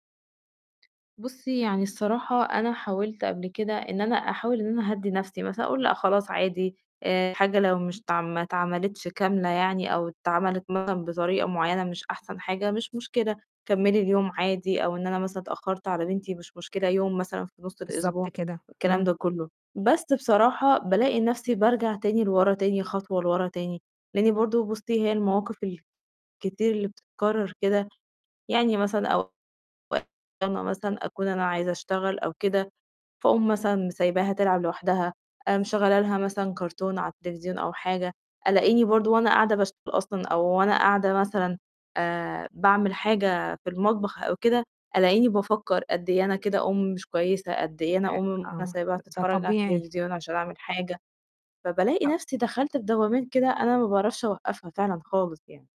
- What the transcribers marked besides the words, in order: tapping; distorted speech; unintelligible speech
- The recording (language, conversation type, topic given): Arabic, advice, إزاي أقدر أتعامل مع التفكير السلبي المستمر وانتقاد الذات اللي بيقلّلوا تحفيزي؟